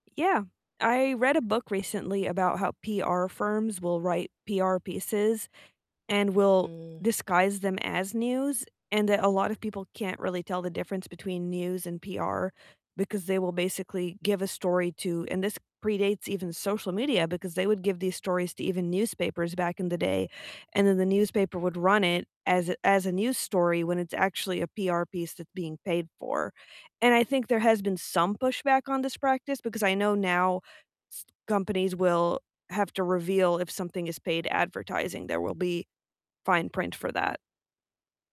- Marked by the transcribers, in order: other background noise; distorted speech
- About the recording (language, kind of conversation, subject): English, unstructured, What do you think about the role social media plays in today’s news?
- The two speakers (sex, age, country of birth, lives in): female, 30-34, United States, United States; female, 35-39, United States, United States